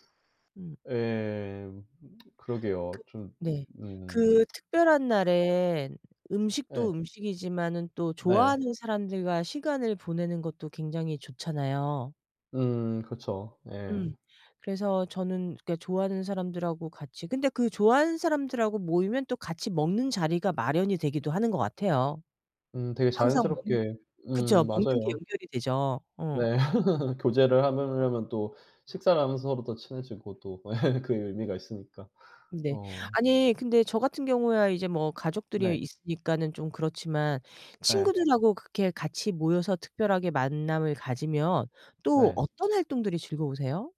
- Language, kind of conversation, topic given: Korean, unstructured, 특별한 날에는 어떤 음식을 즐겨 드시나요?
- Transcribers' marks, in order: tsk; tsk; other background noise; laugh; laugh